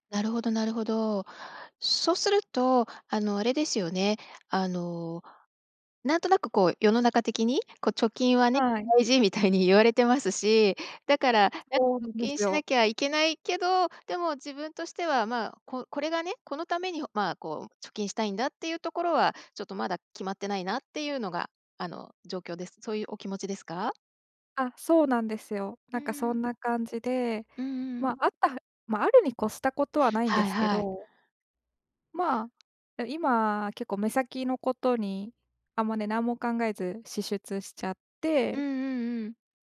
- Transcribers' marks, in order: other noise
- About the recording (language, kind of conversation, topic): Japanese, advice, 将来のためのまとまった貯金目標が立てられない